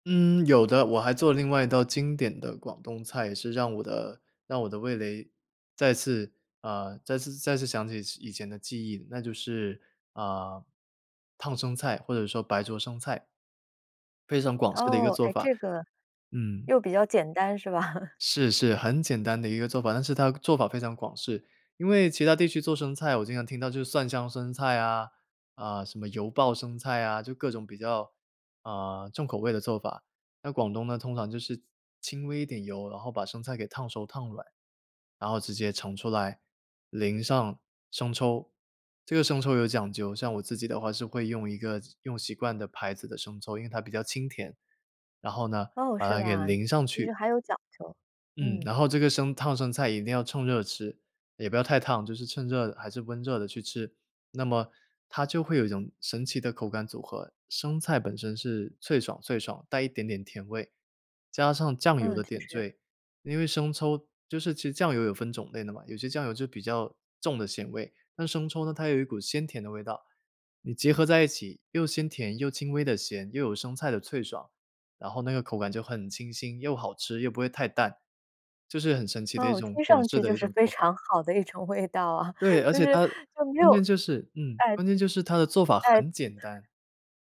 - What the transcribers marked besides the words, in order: chuckle; laughing while speaking: "的一种味道啊"; chuckle
- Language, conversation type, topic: Chinese, podcast, 吃到一口熟悉的味道时，你会想起哪些记忆？